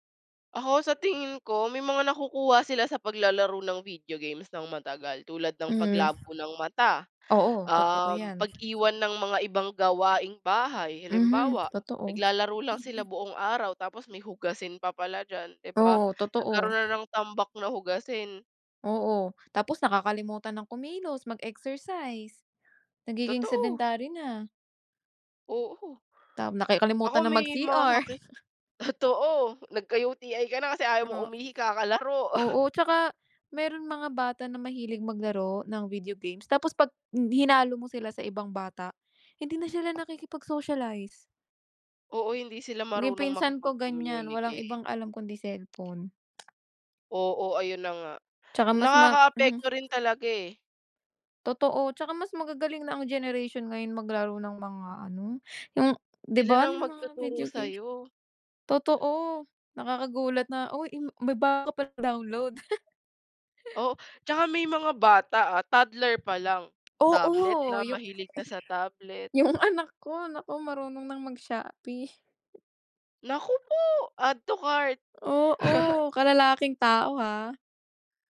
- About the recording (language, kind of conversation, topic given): Filipino, unstructured, Ano ang palagay mo sa mga taong mahilig maglaro ng mga larong bidyo maghapon?
- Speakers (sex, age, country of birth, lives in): female, 20-24, Philippines, Philippines; female, 20-24, Philippines, United States
- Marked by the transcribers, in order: chuckle; chuckle; other background noise; tapping; chuckle; laughing while speaking: "yung"; other noise; chuckle